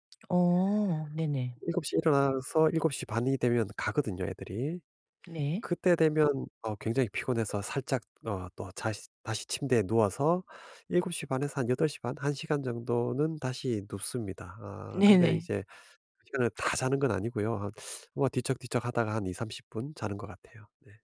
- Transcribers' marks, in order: none
- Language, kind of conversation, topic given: Korean, advice, 간식이 당길 때 건강하게 조절하려면 어떻게 해야 할까요?